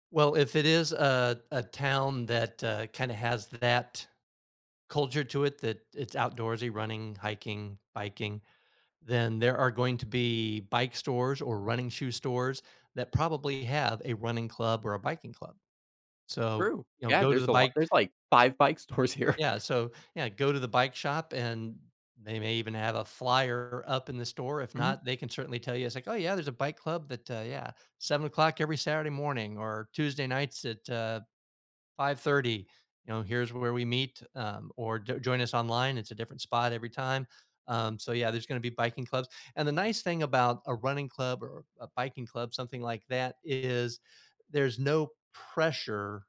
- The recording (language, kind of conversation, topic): English, advice, How do I make new friends and feel less lonely after moving to a new city?
- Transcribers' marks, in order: laughing while speaking: "stores here"